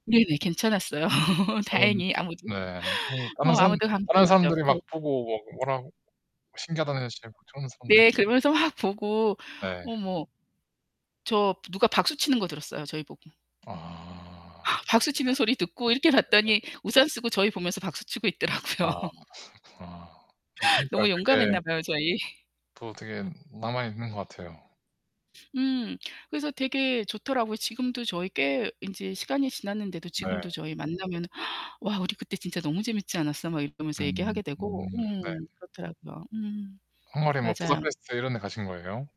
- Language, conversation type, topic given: Korean, unstructured, 여행하면서 가장 기억에 남는 순간은 언제였나요?
- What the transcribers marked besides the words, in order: laugh; laughing while speaking: "다행히 아무도. 뭐 아무도 감기 걸리지 않고"; laughing while speaking: "다른 사람들이 막 보고 뭐 워낙 신기하다는 식으로"; tapping; distorted speech; laughing while speaking: "박수 치는 소리 듣고 이렇게 … 박수 치고 있더라고요"; unintelligible speech; laugh; laughing while speaking: "너무 용감했나 봐요, 저희"